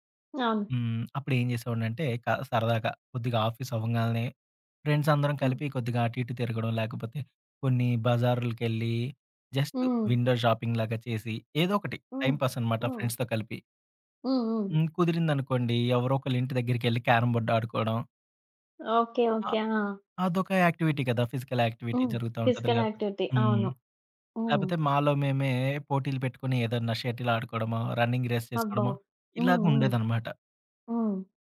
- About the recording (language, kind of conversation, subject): Telugu, podcast, ఆన్‌లైన్, ఆఫ్‌లైన్ మధ్య సమతుల్యం సాధించడానికి సులభ మార్గాలు ఏవిటి?
- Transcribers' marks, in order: in English: "ఆఫీస్"; in English: "ఫ్రెండ్స్"; in English: "జస్ట్ విండో షాపింగ్"; in English: "టైమ్‌పాస్"; in English: "ఫ్రెండ్స్‌తో"; in English: "క్యారమ్ బోర్డ్"; in English: "యాక్టివిటీ"; in English: "ఫిజికల్ యాక్టివిటీ"; in English: "ఫిజికల్ యాక్టివిటీ"; in English: "షటిల్"; in English: "రన్నింగ్ రేస్"